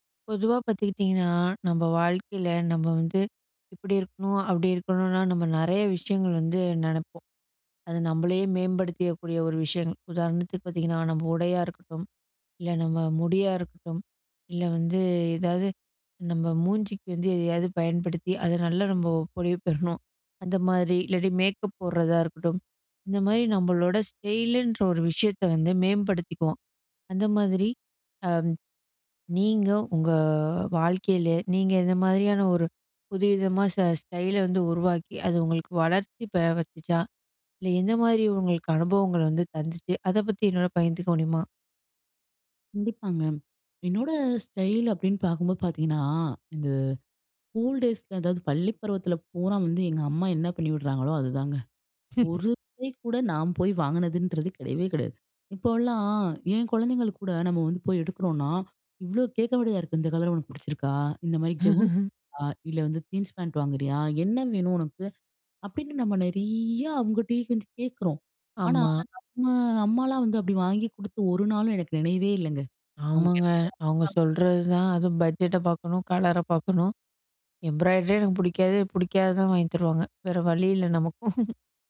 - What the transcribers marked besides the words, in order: static; other background noise; drawn out: "உங்க"; in English: "கூல் டேய்ஸ்"; distorted speech; laugh; tapping; chuckle; drawn out: "நெறயா"; unintelligible speech; in English: "பட்ஜெட்ட"; in English: "எம்ப்ராய்டரியே"; laughing while speaking: "நமக்கும்"
- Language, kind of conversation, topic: Tamil, podcast, உங்கள் ஸ்டைல் காலப்போக்கில் எப்படி வளர்ந்தது என்று சொல்ல முடியுமா?